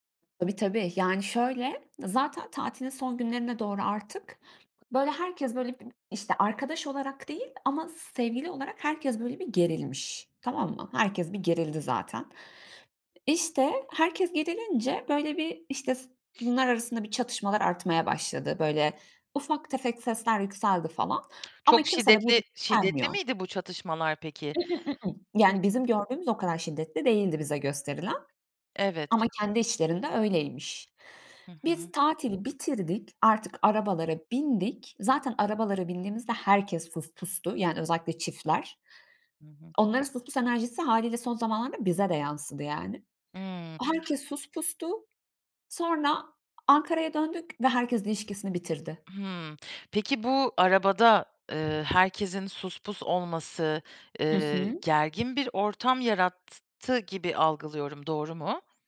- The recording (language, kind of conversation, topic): Turkish, podcast, Ailenle mi, arkadaşlarınla mı yoksa yalnız mı seyahat etmeyi tercih edersin?
- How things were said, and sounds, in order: other background noise; unintelligible speech; unintelligible speech